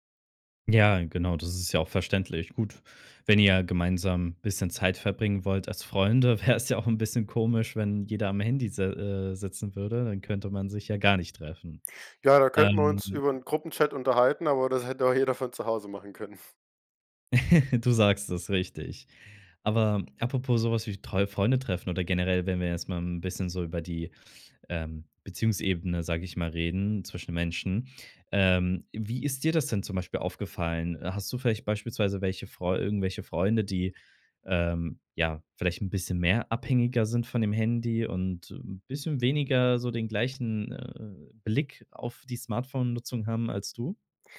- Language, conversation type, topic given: German, podcast, Wie ziehst du persönlich Grenzen bei der Smartphone-Nutzung?
- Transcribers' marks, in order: laughing while speaking: "wäre es"; chuckle; "apropos" said as "apropo"